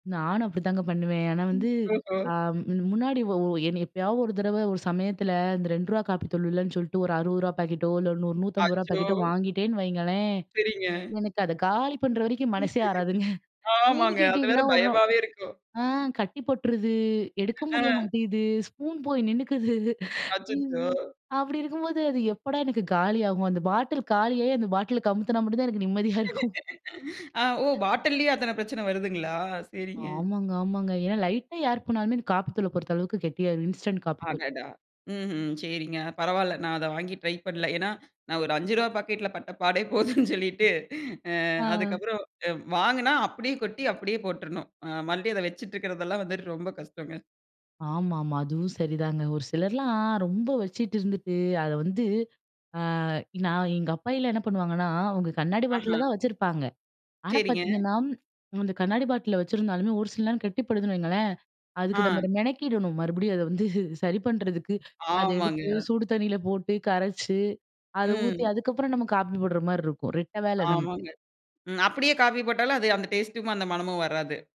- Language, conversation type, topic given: Tamil, podcast, காபி அல்லது தேன் பற்றிய உங்களுடைய ஒரு நினைவுக் கதையைப் பகிர முடியுமா?
- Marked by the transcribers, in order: chuckle; surprised: "அச்சோ!"; chuckle; tapping; chuckle; laughing while speaking: "ஆமாங்க. அது வேற பயமாவே இருக்கும்"; other noise; chuckle; laughing while speaking: "ஸ்பூன் போய் நின்னுக்குது. அப்படி இருக்கும்போது … எனக்கு நிம்மதியா இருக்கும்"; laughing while speaking: "அ. ஓ! பாட்டில்லயே அத்தன பிரச்சன வருதுங்களா? சரிங்க"; in English: "லைட்டா"; in English: "இன்ஸ்டன்ட்"; laughing while speaking: "நான் ஒரு அஞ்சு ரூவா பாக்கெட்டில பட்டப்பாடே போதும்னு சொல்லிட்டு"; laughing while speaking: "மறுபடியும் அத வந்து சரி பண்ணுறதுக்கு"